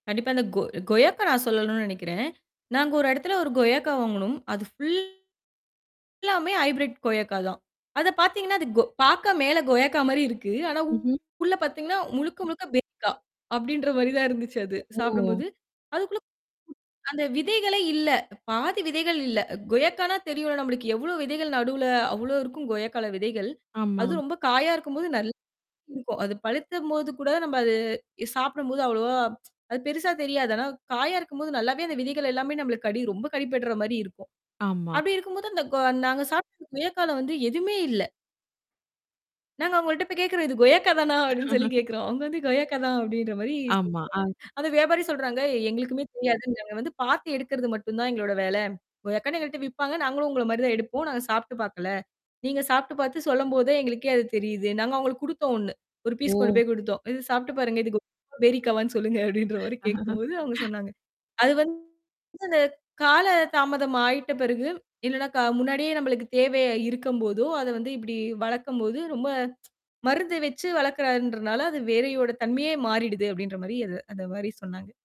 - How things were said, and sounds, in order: "கொய்யாக்காய்" said as "கொயக்கா"; distorted speech; in English: "ஹைபிரெட்"; mechanical hum; other noise; static; tsk; laugh; laughing while speaking: "அப்பிடின்னு சொல்லிக் கேட்கிறோம்"; other background noise; in English: "ஃபீஸ்"; laugh; unintelligible speech; tsk
- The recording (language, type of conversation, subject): Tamil, podcast, பருவத்திற்கு ஏற்ப கிடைக்கும் பழங்கள் மற்றும் காய்கறிகளைத் தேர்ந்தெடுத்து சாப்பிடுவது ஏன் நல்லது?